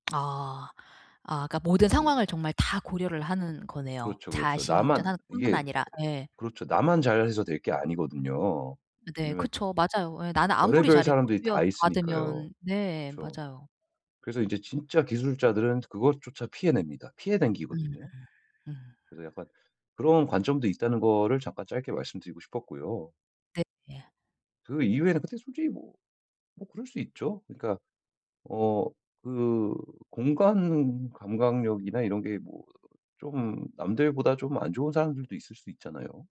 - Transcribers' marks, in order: other background noise; tapping
- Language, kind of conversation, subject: Korean, advice, 실수를 해도 제 가치는 변하지 않는다고 느끼려면 어떻게 해야 하나요?